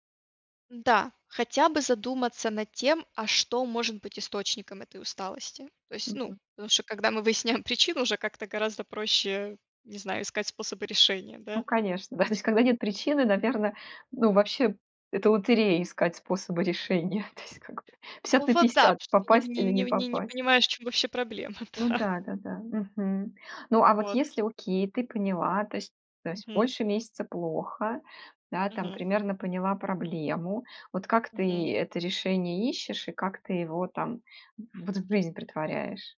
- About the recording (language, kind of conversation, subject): Russian, podcast, Как ты обычно восстанавливаешь силы после тяжёлого дня?
- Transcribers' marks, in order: laughing while speaking: "да"; laughing while speaking: "решения. То есть, как бы"; laughing while speaking: "да"